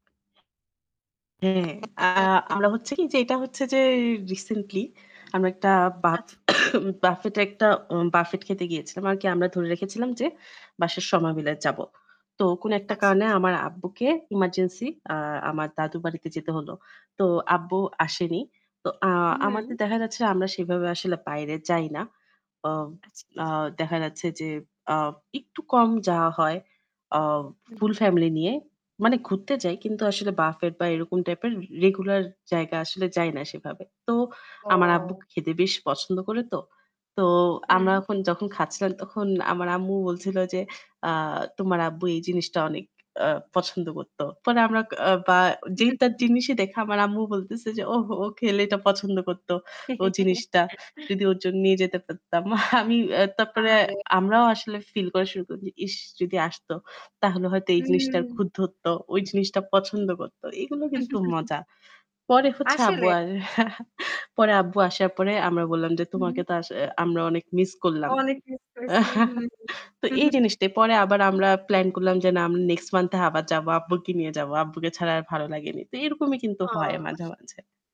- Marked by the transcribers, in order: static; distorted speech; other background noise; cough; "সবায়" said as "সমা"; chuckle; giggle; laughing while speaking: "আমি"; chuckle; chuckle
- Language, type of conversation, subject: Bengali, unstructured, তোমার জীবনের সবচেয়ে সুন্দর পারিবারিক স্মৃতি কোনটি?